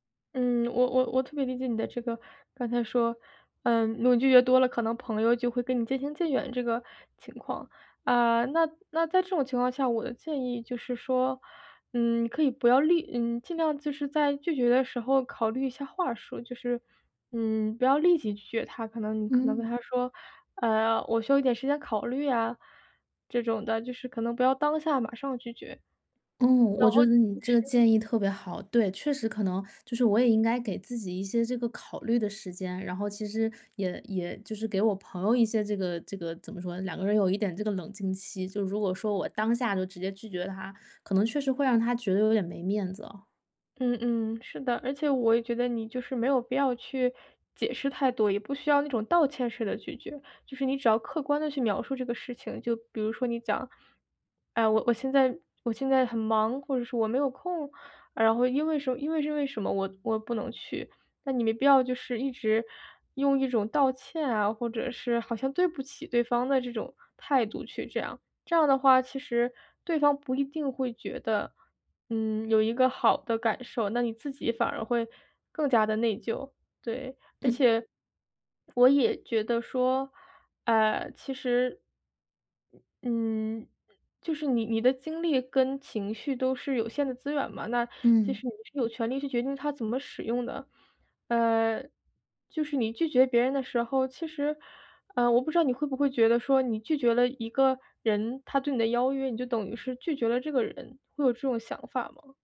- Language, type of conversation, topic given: Chinese, advice, 每次说“不”都会感到内疚，我该怎么办？
- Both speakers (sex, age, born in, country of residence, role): female, 25-29, China, United States, advisor; female, 30-34, China, United States, user
- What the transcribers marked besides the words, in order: other background noise